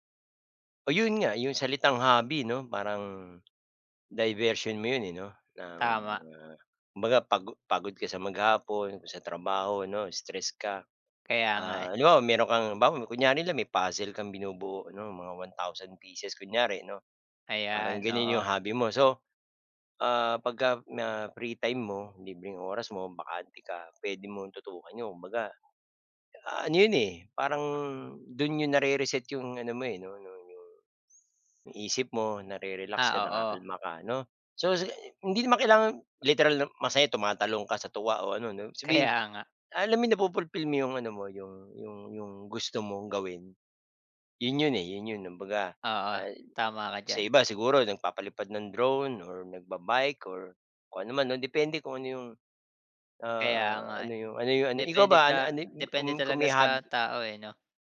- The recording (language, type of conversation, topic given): Filipino, unstructured, Paano mo ginagamit ang libangan mo para mas maging masaya?
- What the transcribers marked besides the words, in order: tapping; in English: "diversion"; other noise; laughing while speaking: "Kaya nga"; in English: "drone"